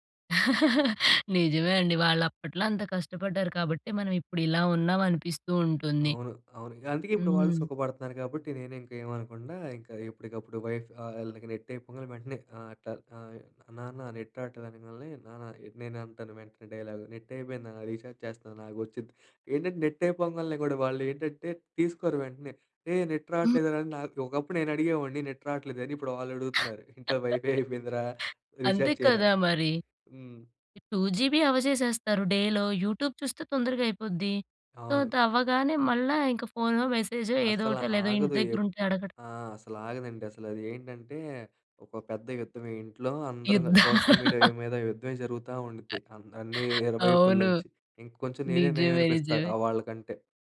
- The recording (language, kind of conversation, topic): Telugu, podcast, సోషల్ మీడియా ఒంటరితనాన్ని ఎలా ప్రభావితం చేస్తుంది?
- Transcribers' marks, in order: laugh; in English: "నెట్"; in English: "నెట్"; in English: "డైలాగ్, నెట్"; in English: "రీచార్జ్"; in English: "నెట్"; in English: "నెట్"; other noise; in English: "నెట్"; chuckle; laughing while speaking: "ఇంట్లో వైఫై అయిపోయిందిరా, రీచార్జ్ చేయరా అని"; in English: "వైఫై"; in English: "రీచార్జ్"; in English: "డేలో, యూట్యూబ్"; in English: "సో"; in English: "సోషల్ మీడియా"; laugh; laughing while speaking: "అవును. నిజమే నిజమే"